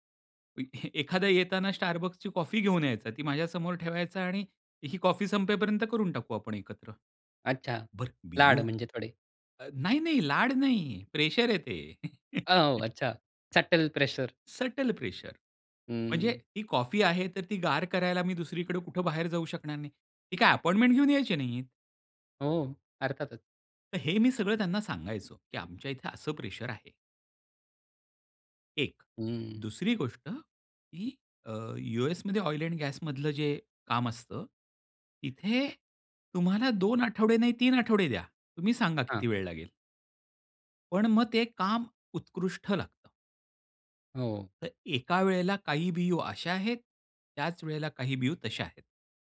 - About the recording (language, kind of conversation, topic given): Marathi, podcast, नकार देताना तुम्ही कसे बोलता?
- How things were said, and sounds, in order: unintelligible speech; tapping; laugh; other noise; in English: "सटल"; in English: "सटल"; in English: "ऑइल एंड गॅसमधलं"